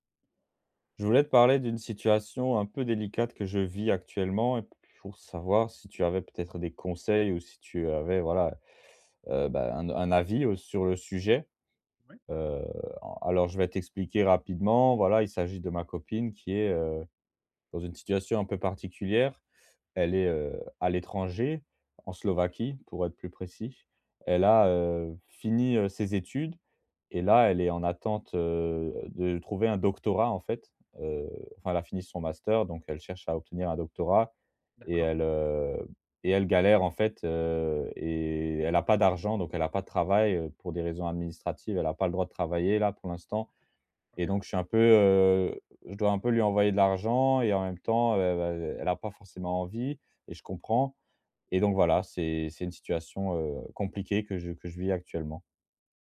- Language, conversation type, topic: French, advice, Comment aider quelqu’un en transition tout en respectant son autonomie ?
- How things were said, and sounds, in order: other background noise